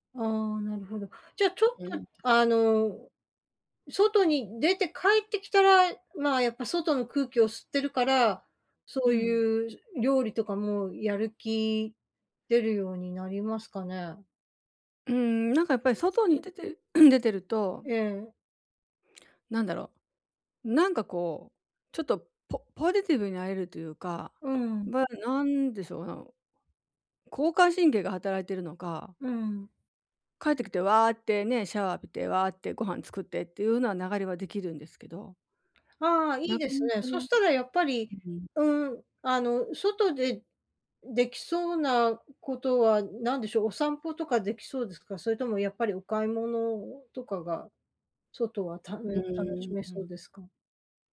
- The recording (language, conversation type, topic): Japanese, advice, やる気が出ないとき、どうすれば一歩を踏み出せますか？
- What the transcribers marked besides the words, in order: throat clearing